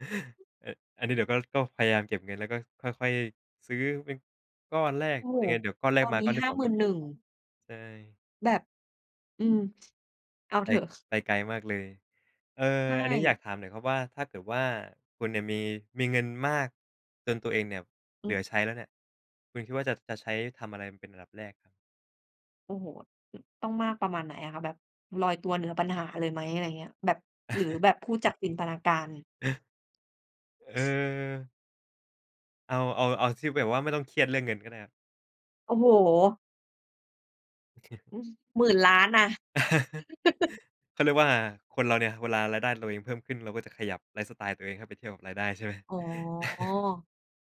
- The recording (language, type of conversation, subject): Thai, unstructured, เงินมีความสำคัญกับชีวิตคุณอย่างไรบ้าง?
- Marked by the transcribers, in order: chuckle; other noise; chuckle; chuckle